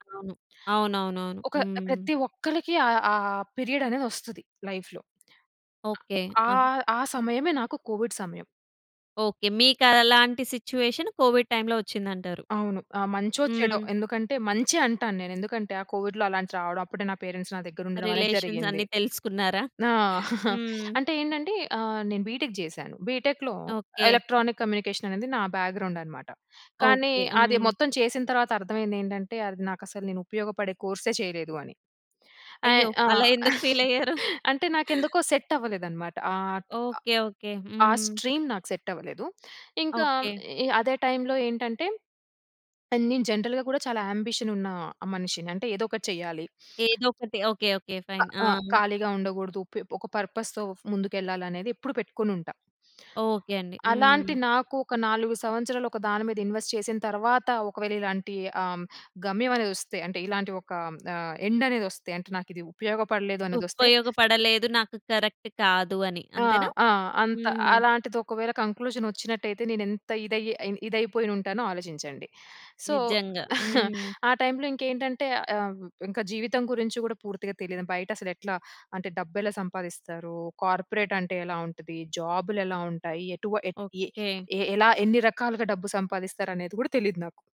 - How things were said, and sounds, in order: in English: "పీరియడ్"; in English: "లైఫ్‌లో"; other background noise; in English: "కోవిడ్"; in English: "సిట్యుయేషన్ కోవిడ్ టైమ్‌లో"; in English: "కోవిడ్‍లో"; in English: "రిలేషన్స్"; in English: "పేరెంట్స్"; chuckle; in English: "బీటెక్"; in English: "బీటెక్‍లో, ఎలక్ట్రానిక్ కమ్యూనికేషన్"; in English: "బ్యాక్‌గ్రౌండ్"; laughing while speaking: "ఎందుకు ఫీల్ అయ్యారు?"; in English: "ఫీల్"; chuckle; in English: "సెట్"; in English: "స్ట్రీమ్"; in English: "సెట్"; in English: "టైమ్‌లో"; in English: "జనరల్‌గా"; in English: "ఆంబిషన్"; sniff; in English: "ఫైన్"; in English: "పర్పస్‌తో"; tapping; in English: "ఇన్వెస్ట్"; in English: "ఎండ్"; in English: "కరెక్ట్"; in English: "కంక్లూజన్"; in English: "సో"; chuckle; in English: "టైమ్‌లో"; in English: "కార్పొరేట్"
- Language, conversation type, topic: Telugu, podcast, స్నేహితులు, కుటుంబంతో కలిసి ఉండటం మీ మానసిక ఆరోగ్యానికి ఎలా సహాయపడుతుంది?